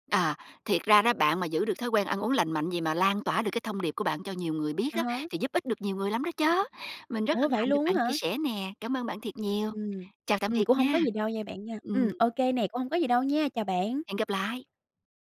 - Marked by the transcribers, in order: tapping
- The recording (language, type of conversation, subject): Vietnamese, podcast, Bạn giữ thói quen ăn uống lành mạnh bằng cách nào?